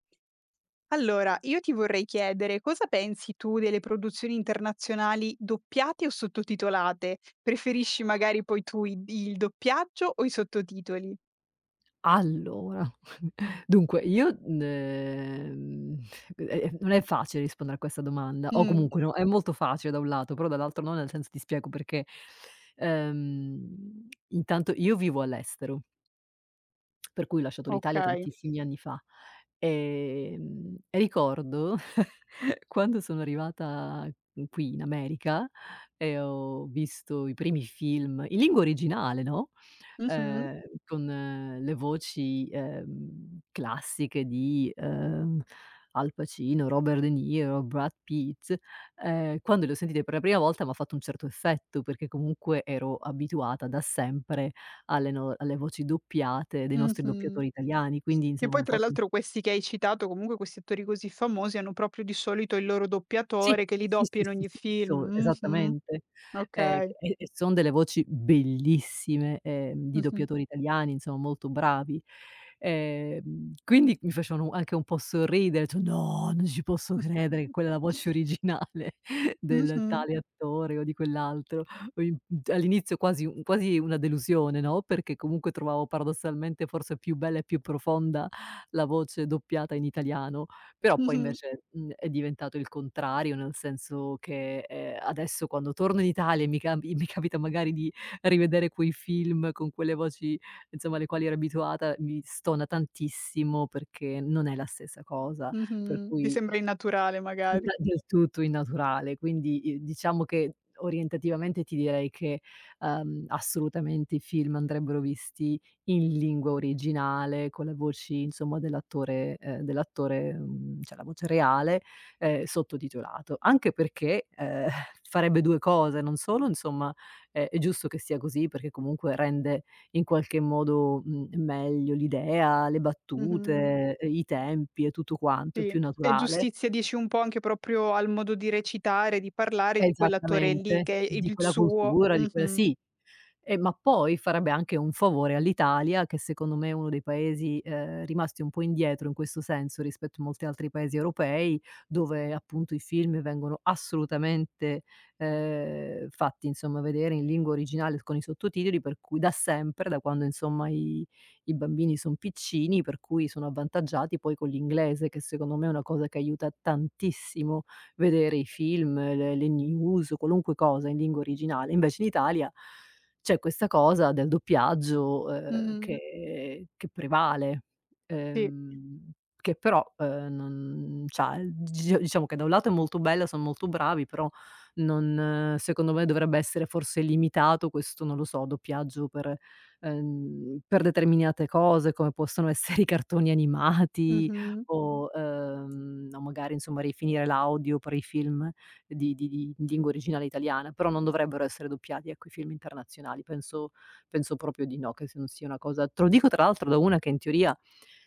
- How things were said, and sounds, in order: other background noise; tapping; chuckle; lip smack; lip smack; chuckle; "qui" said as "nqui"; "proprio" said as "propio"; stressed: "bellissime"; surprised: "No!"; chuckle; laughing while speaking: "originale"; laughing while speaking: "capita"; "cioè" said as "ceh"; chuckle; "determinate" said as "determiniate"; laughing while speaking: "essere"; laughing while speaking: "animati"; "lingua" said as "dingua"; "proprio" said as "propio"
- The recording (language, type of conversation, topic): Italian, podcast, Cosa ne pensi delle produzioni internazionali doppiate o sottotitolate?